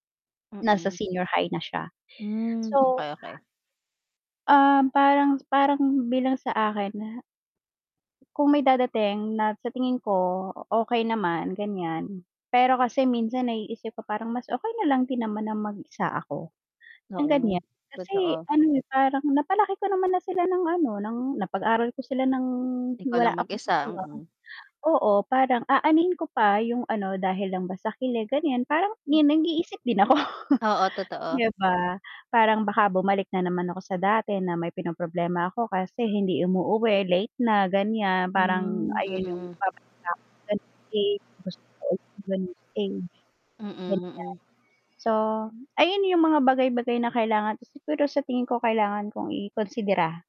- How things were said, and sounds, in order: static; distorted speech; chuckle; dog barking
- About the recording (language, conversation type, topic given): Filipino, unstructured, Paano mo malalaman kung handa ka na sa isang seryosong relasyon?